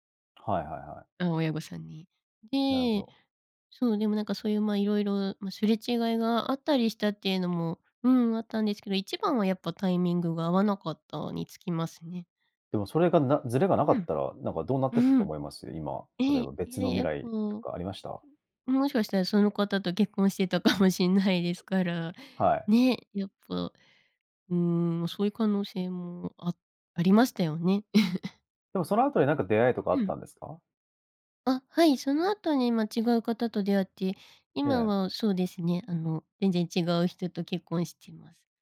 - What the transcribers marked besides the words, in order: laughing while speaking: "かも"; other background noise; chuckle
- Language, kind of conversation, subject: Japanese, podcast, タイミングが合わなかったことが、結果的に良いことにつながった経験はありますか？